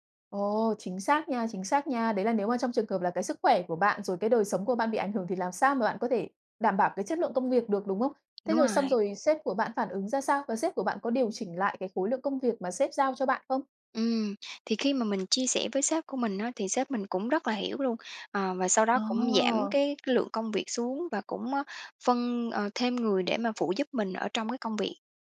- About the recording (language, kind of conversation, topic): Vietnamese, podcast, Bạn nhận ra mình sắp kiệt sức vì công việc sớm nhất bằng cách nào?
- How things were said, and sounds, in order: tapping; other background noise